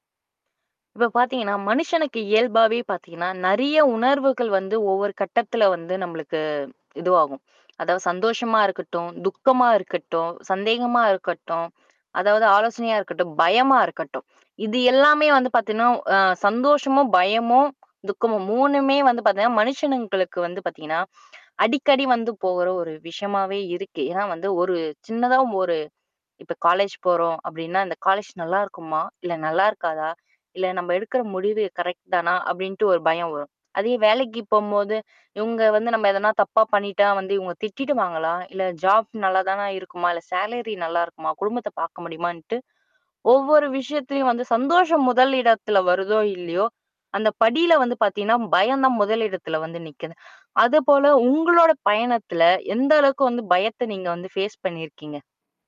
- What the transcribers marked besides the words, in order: other background noise; tapping; in English: "காலேஜ்"; in English: "காலேஜ்"; in English: "கரெக்ட்"; in English: "ஜாப்"; in English: "சேலரி"; in English: "ஃபேஸ்"
- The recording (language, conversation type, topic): Tamil, podcast, உங்கள் பயம் உங்கள் முடிவுகளை எப்படி பாதிக்கிறது?